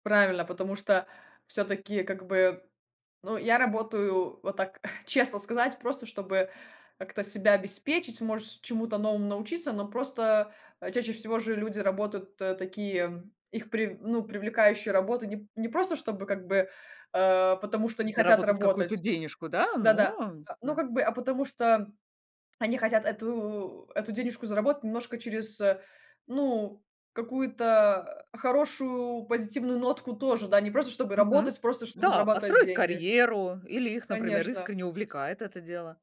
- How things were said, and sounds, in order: chuckle; other background noise
- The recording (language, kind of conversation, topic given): Russian, podcast, Как вы выстраиваете личные границы, чтобы не выгорать на работе?